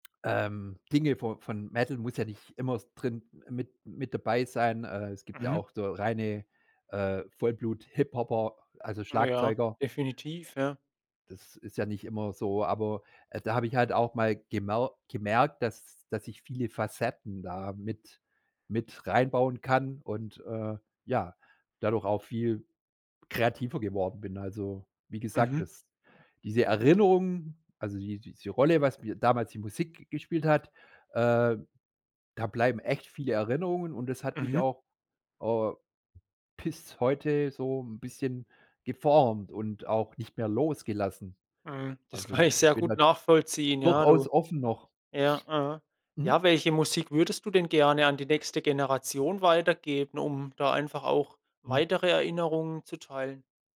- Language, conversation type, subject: German, podcast, Welche Rolle spielt Musik in deinen Erinnerungen?
- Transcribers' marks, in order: other background noise; laughing while speaking: "kann ich"